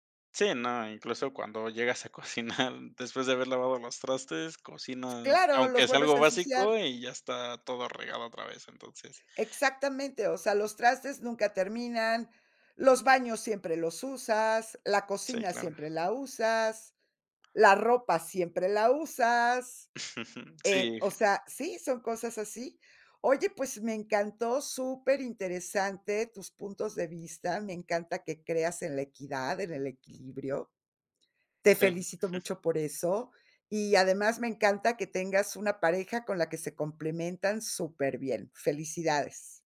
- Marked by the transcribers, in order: laughing while speaking: "cocinar"; chuckle; chuckle
- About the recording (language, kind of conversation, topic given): Spanish, podcast, ¿Cómo se reparten las tareas en casa con tu pareja o tus compañeros de piso?